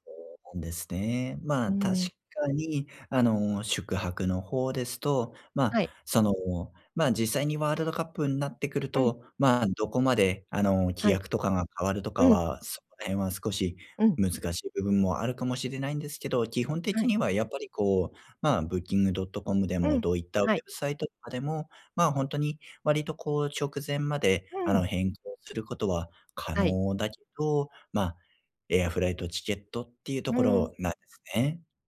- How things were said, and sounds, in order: other background noise
- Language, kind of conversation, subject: Japanese, advice, 旅行の予定が急に変わったとき、どう対応すればよいですか？